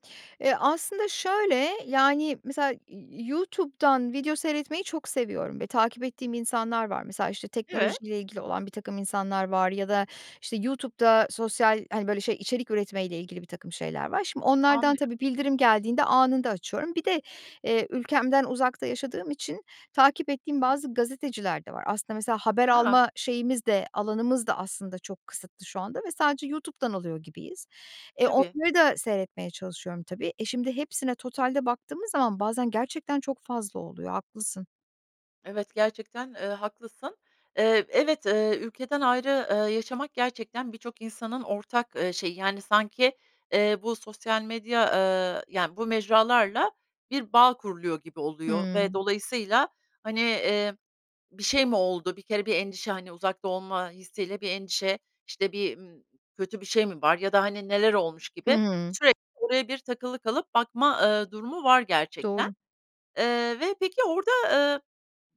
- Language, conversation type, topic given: Turkish, advice, Telefon ve sosyal medya sürekli dikkat dağıtıyor
- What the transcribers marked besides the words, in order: tapping